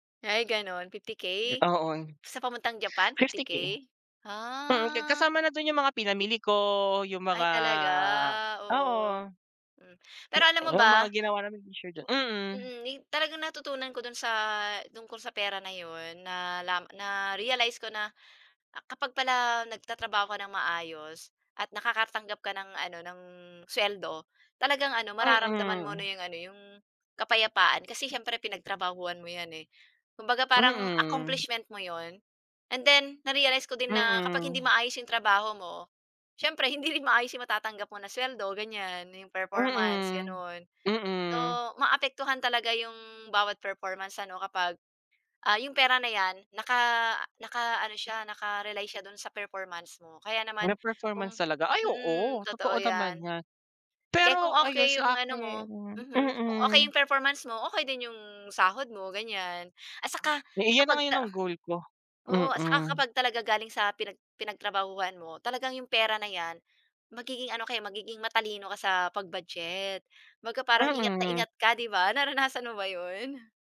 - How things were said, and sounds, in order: drawn out: "Ah"; drawn out: "mga"; drawn out: "talaga"; laughing while speaking: "rin"
- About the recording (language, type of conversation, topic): Filipino, unstructured, Ano ang pinakanakakagulat na nangyari sa’yo dahil sa pera?